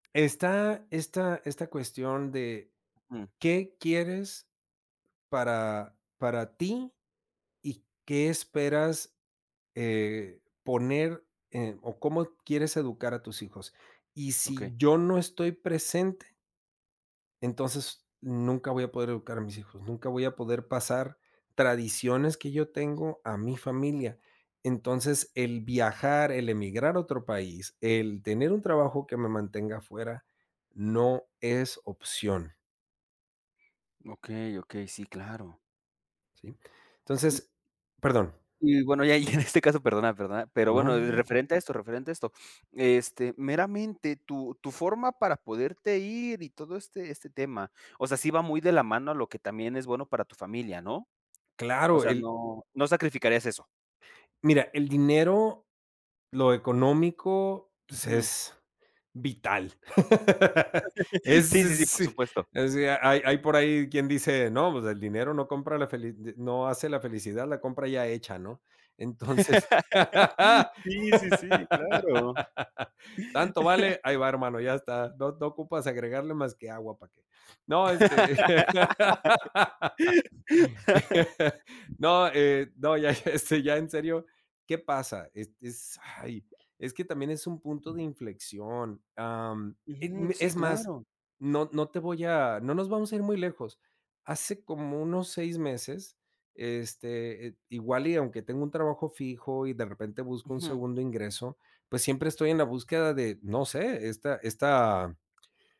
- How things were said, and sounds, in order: other noise; laughing while speaking: "en este caso"; unintelligible speech; chuckle; chuckle; laugh; chuckle; laugh; other background noise; laugh; laughing while speaking: "este"
- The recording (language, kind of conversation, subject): Spanish, podcast, ¿Cómo decides si quedarte en tu país o emigrar a otro?